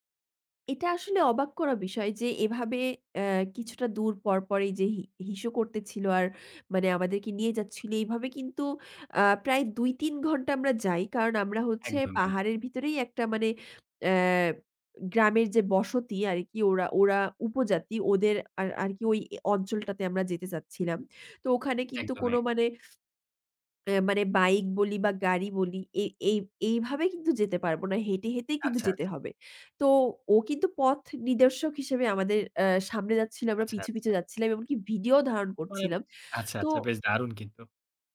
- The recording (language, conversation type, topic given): Bengali, podcast, কোথাও হারিয়ে যাওয়ার পর আপনি কীভাবে আবার পথ খুঁজে বের হয়েছিলেন?
- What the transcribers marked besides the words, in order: tapping